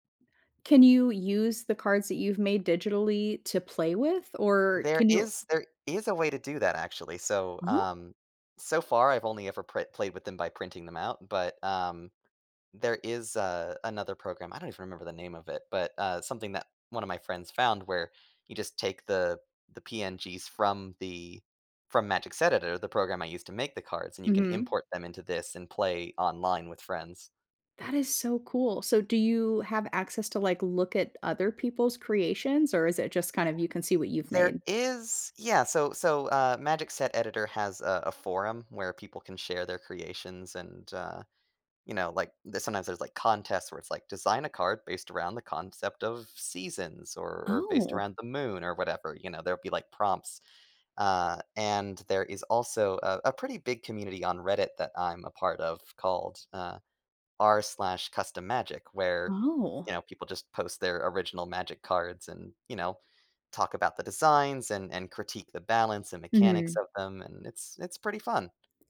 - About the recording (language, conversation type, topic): English, unstructured, How do I explain a quirky hobby to someone who doesn't understand?
- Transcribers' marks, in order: surprised: "Oh"; other background noise; surprised: "Oh"; surprised: "Oh"